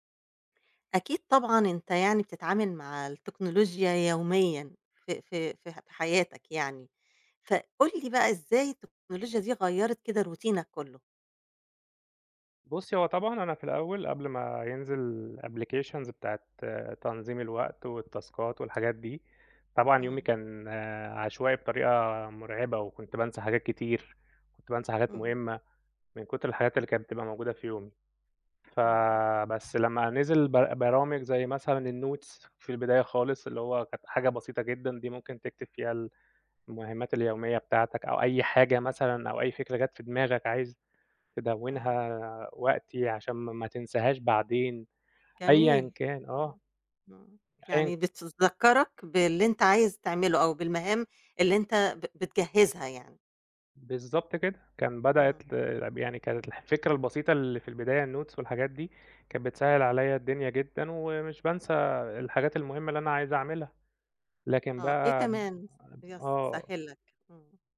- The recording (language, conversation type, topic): Arabic, podcast, إزاي التكنولوجيا غيّرت روتينك اليومي؟
- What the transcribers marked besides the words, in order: tapping; in English: "روتينك"; in English: "applications"; in English: "والتاسكات"; in English: "الnotes"; in English: "الnotes"